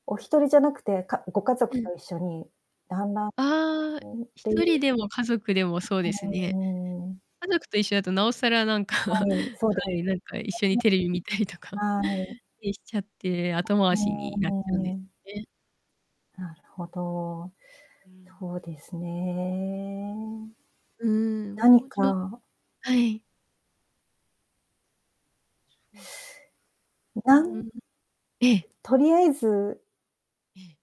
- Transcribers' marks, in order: static; distorted speech; unintelligible speech; other background noise; laughing while speaking: "なんか"; laughing while speaking: "見たりとか"; unintelligible speech; drawn out: "そうですね"
- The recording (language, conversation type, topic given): Japanese, advice, 家事や片付けをいつも先延ばしにしてしまうのはなぜですか？
- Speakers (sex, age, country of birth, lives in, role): female, 25-29, Japan, Japan, user; female, 55-59, Japan, Japan, advisor